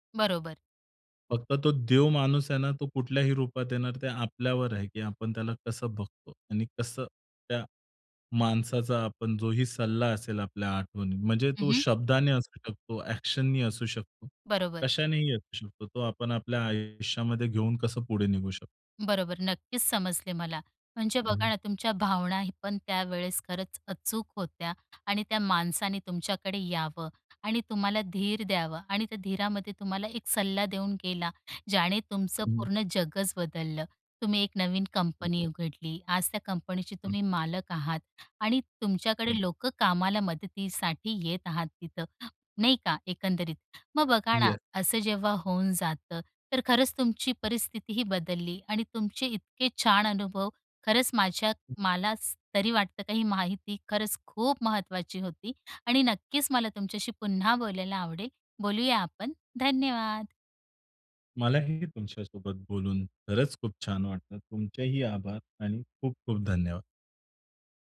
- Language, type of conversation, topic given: Marathi, podcast, रस्त्यावरील एखाद्या अपरिचिताने तुम्हाला दिलेला सल्ला तुम्हाला आठवतो का?
- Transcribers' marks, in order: in English: "एक्शन"; other background noise; in English: "यस"; other noise